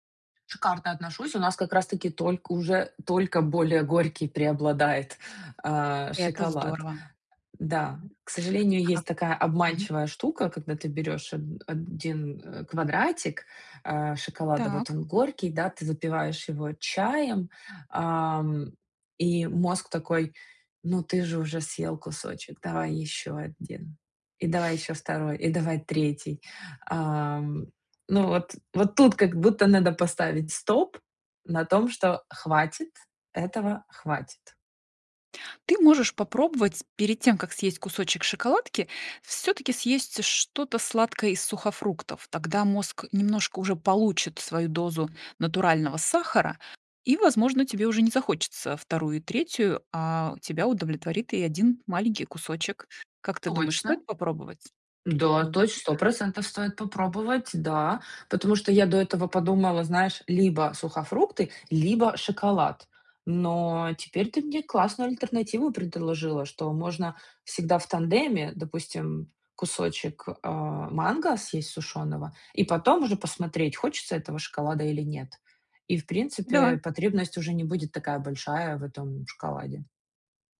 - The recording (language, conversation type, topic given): Russian, advice, Как вы переживаете из-за своего веса и чего именно боитесь при мысли об изменениях в рационе?
- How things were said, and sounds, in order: other noise; tapping